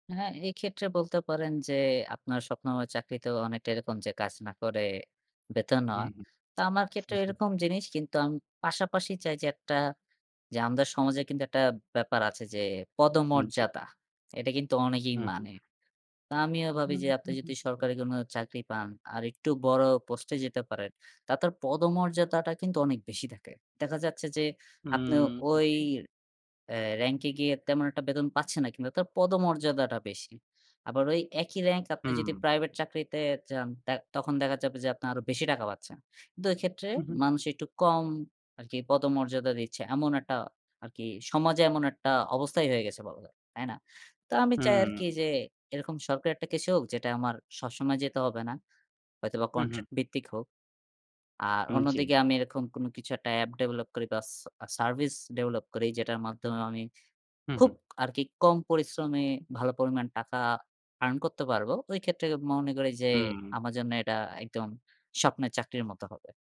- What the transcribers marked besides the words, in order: chuckle; other background noise; "তাদের" said as "তাতর"; tapping
- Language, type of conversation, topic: Bengali, unstructured, তোমার স্বপ্নের চাকরিটা কেমন হবে?